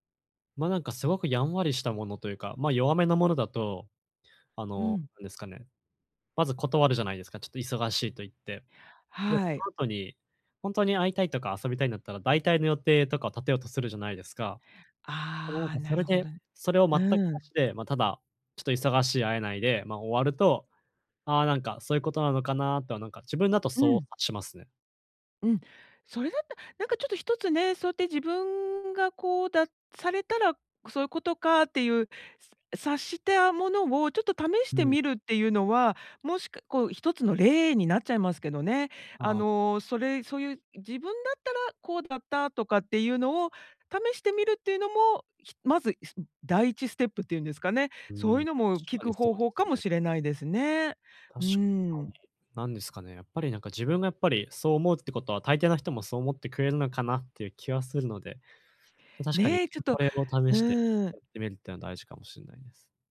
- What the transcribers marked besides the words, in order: none
- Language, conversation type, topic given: Japanese, advice, 優しく、はっきり断るにはどうすればいいですか？